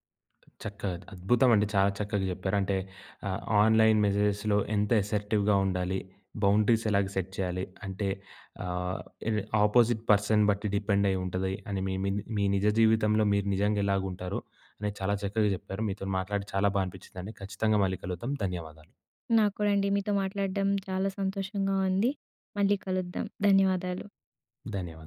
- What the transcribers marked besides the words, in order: tapping; in English: "ఆన్‍లైన్ మెసేజెస్‍లో"; in English: "అసర్టివ్‍గా"; in English: "బౌండరీస్"; in English: "సెట్"; in English: "ఆపోజిట్ పర్సన్"; in English: "డిపెండ్"
- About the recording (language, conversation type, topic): Telugu, podcast, ఆన్‌లైన్ సందేశాల్లో గౌరవంగా, స్పష్టంగా మరియు ధైర్యంగా ఎలా మాట్లాడాలి?